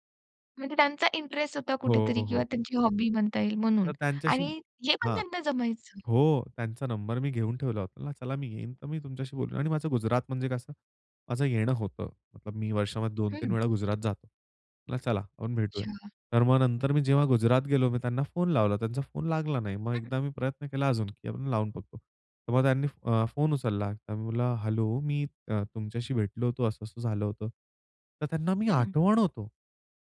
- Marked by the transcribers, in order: in English: "इंटरेस्ट"; in English: "हॉबी"; tapping
- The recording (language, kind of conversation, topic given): Marathi, podcast, तुझ्या प्रदेशातील लोकांशी संवाद साधताना तुला कोणी काय शिकवलं?